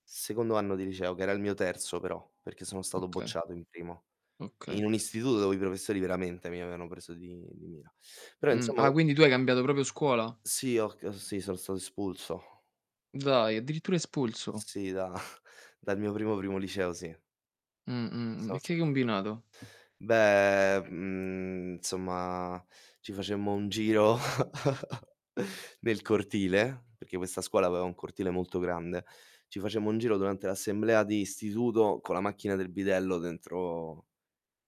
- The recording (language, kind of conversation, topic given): Italian, unstructured, Hai mai sentito dire che alcuni insegnanti preferiscono alcuni studenti rispetto ad altri?
- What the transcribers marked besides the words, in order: distorted speech; tapping; "proprio" said as "propio"; laughing while speaking: "da"; static; "combinato" said as "cambinato"; "insomma" said as "nsomma"; other background noise; chuckle